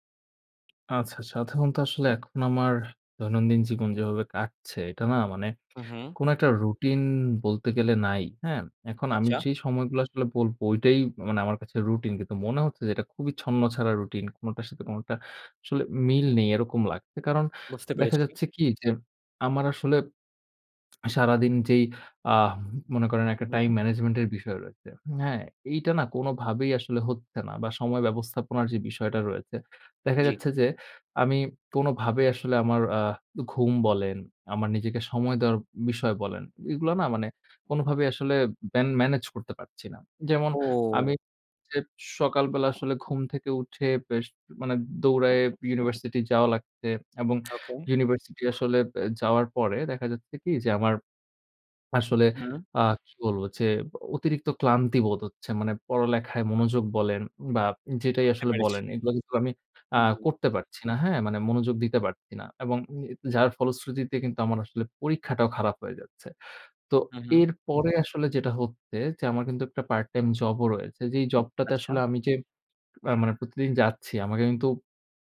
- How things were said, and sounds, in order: other background noise; tapping; drawn out: "ও!"
- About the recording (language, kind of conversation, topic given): Bengali, advice, সময় ব্যবস্থাপনায় আমি কেন বারবার তাল হারিয়ে ফেলি?